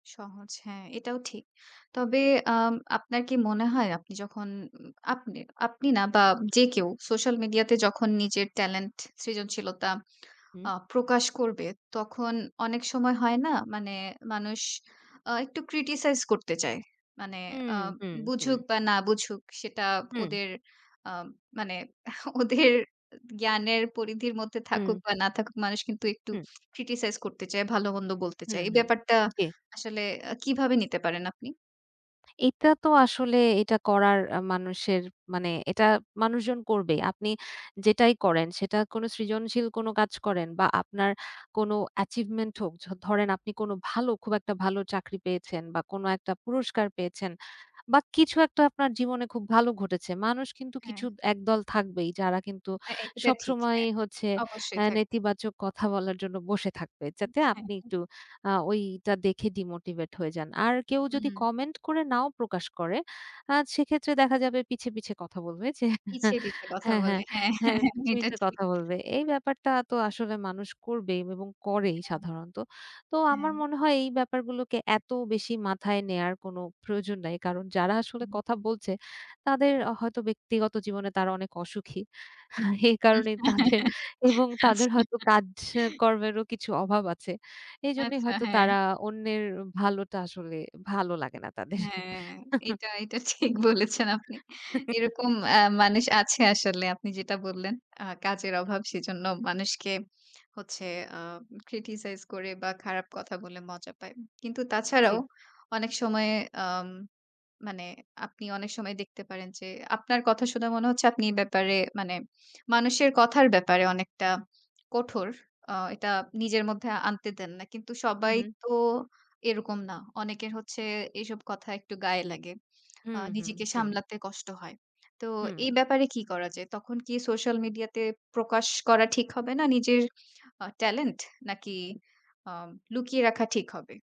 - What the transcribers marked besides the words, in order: in English: "criticize"; scoff; in English: "criticize"; in English: "অ্যাচিভমেন্ট"; in English: "ডিমোটিভেট"; scoff; laughing while speaking: "হ্যাঁ, হ্যাঁ ,হ্যাঁ"; laughing while speaking: "হ্যাঁ, হ্যাঁ ,হ্যাঁ। আচ্ছা"; scoff; laughing while speaking: "এই কারণেই তাদের এবং তাদের"; laughing while speaking: "এটা এটা ঠিক বলেছেন আপনি"; chuckle; giggle; in English: "criticize"
- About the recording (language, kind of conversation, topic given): Bengali, podcast, সোশ্যাল মিডিয়ায় নিজের নতুন করে গড়ে ওঠার কথা কি আপনি প্রকাশ্যে শেয়ার করবেন, নাকি গোপন রাখবেন—কেন?